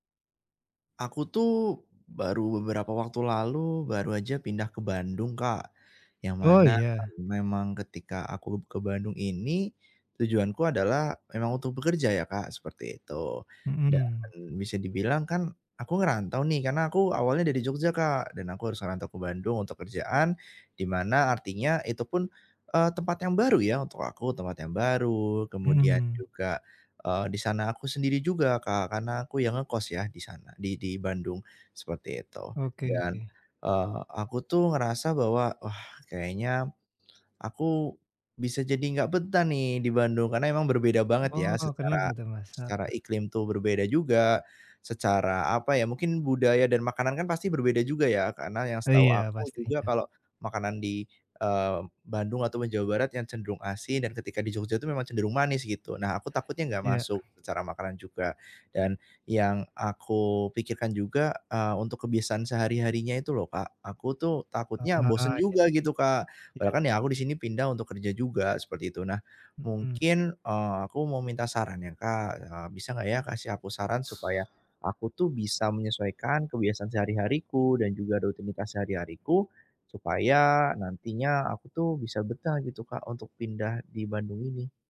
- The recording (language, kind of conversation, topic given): Indonesian, advice, Bagaimana cara menyesuaikan kebiasaan dan rutinitas sehari-hari agar nyaman setelah pindah?
- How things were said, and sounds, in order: tapping; other background noise